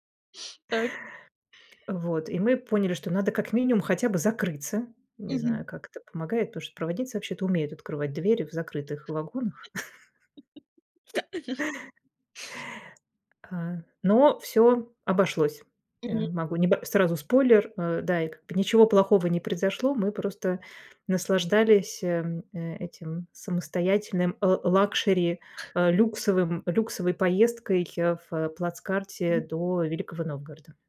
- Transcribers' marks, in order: tapping; laugh; other background noise
- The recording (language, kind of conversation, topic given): Russian, podcast, Каким было ваше приключение, которое началось со спонтанной идеи?